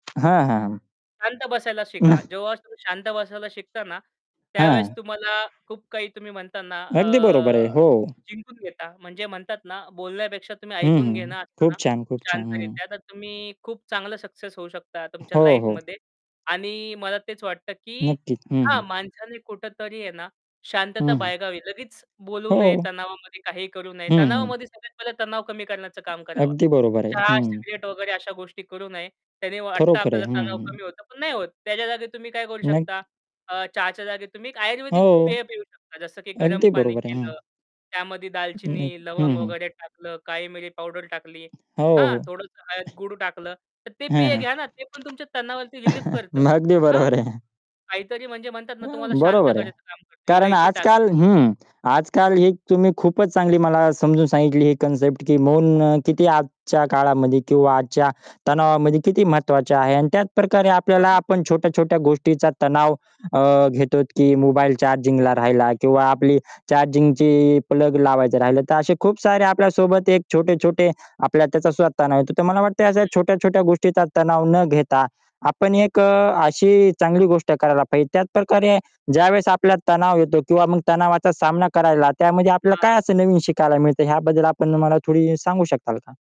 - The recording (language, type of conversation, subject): Marathi, podcast, तुम्हाला तणाव आला की तुम्ही काय करता?
- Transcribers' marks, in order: other background noise; distorted speech; chuckle; unintelligible speech; in English: "लाईफमध्ये"; tapping; chuckle; laughing while speaking: "बरोबर आहे"; "घेतो" said as "घेतोत"